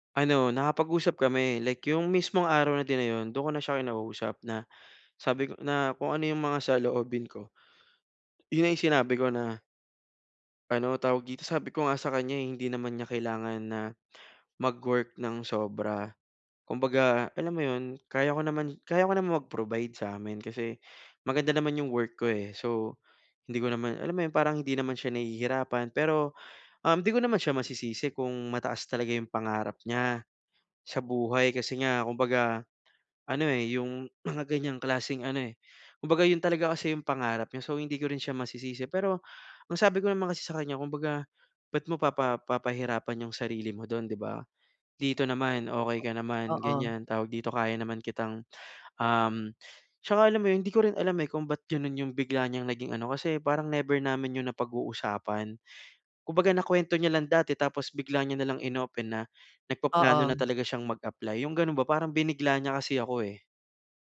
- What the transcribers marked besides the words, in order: other noise
- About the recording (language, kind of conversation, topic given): Filipino, advice, Paano namin haharapin ang magkaibang inaasahan at mga layunin naming magkapareha?